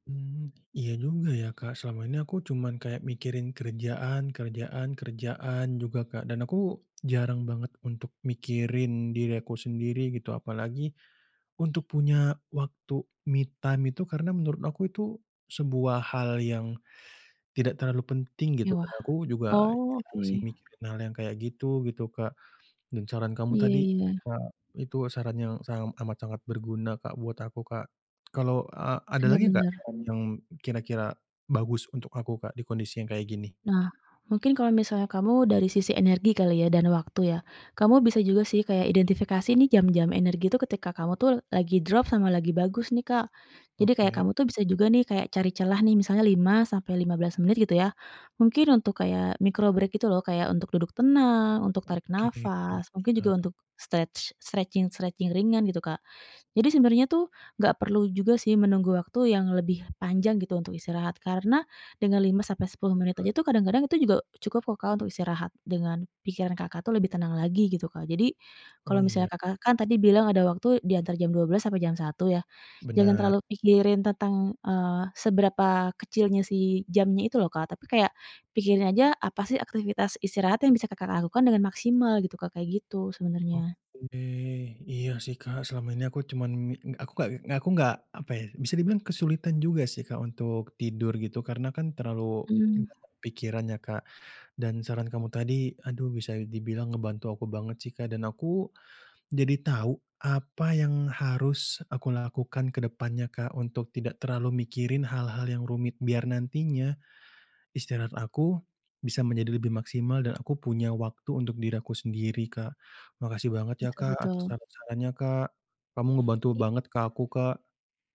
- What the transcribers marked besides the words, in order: in English: "me time"; tapping; other background noise; in English: "micro break"; in English: "stretch stretching-stretching"; unintelligible speech
- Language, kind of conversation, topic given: Indonesian, advice, Bagaimana saya bisa mengatur waktu istirahat atau me-time saat jadwal saya sangat padat?